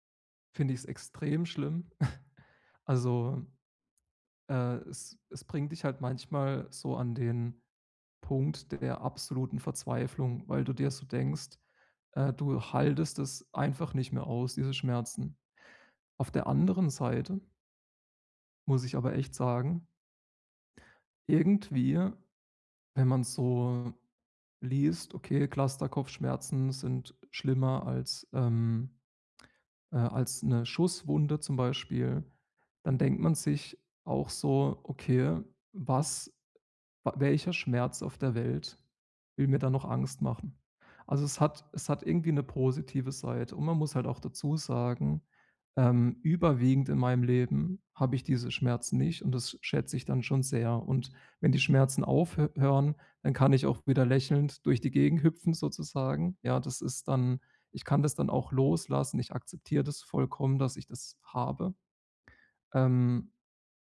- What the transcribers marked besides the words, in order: chuckle
- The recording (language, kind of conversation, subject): German, advice, Wie kann ich besser mit Schmerzen und ständiger Erschöpfung umgehen?
- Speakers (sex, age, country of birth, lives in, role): female, 40-44, Germany, Portugal, advisor; male, 30-34, Germany, Germany, user